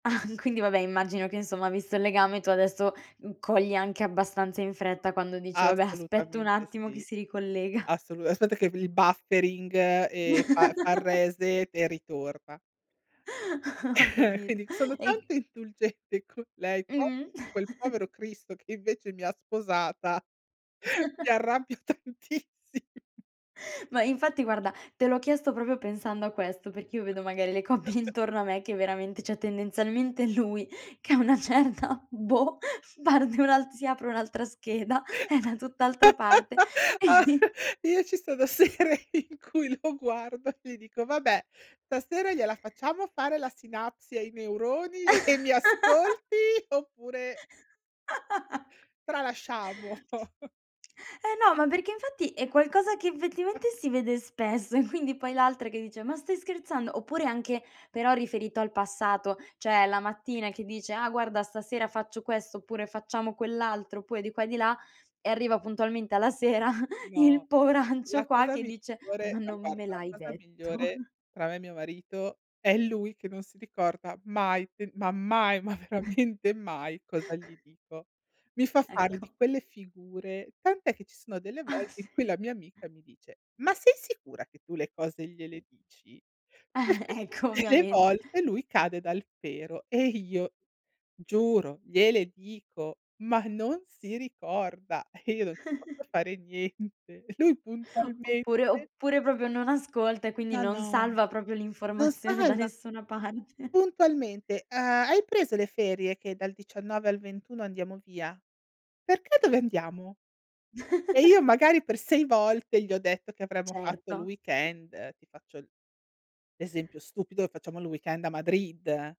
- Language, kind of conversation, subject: Italian, podcast, Come fai a capire se qualcuno ti sta ascoltando davvero?
- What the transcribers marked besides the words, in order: chuckle; chuckle; in English: "buffering"; chuckle; in English: "reset"; chuckle; laughing while speaking: "Ho capito"; chuckle; chuckle; chuckle; laughing while speaking: "tantissi"; chuckle; other background noise; laughing while speaking: "le coppie"; laughing while speaking: "che a una certa, boh, parte un'alt"; laugh; laughing while speaking: "sere"; chuckle; laugh; laughing while speaking: "e"; laugh; chuckle; other noise; laughing while speaking: "e quindi"; chuckle; "poveraccio" said as "poranccio"; chuckle; laughing while speaking: "ma veramente"; chuckle; laughing while speaking: "Ecco"; laughing while speaking: "Ah, sì"; chuckle; chuckle; laughing while speaking: "niente"; "proprio" said as "propio"; laughing while speaking: "parte"; chuckle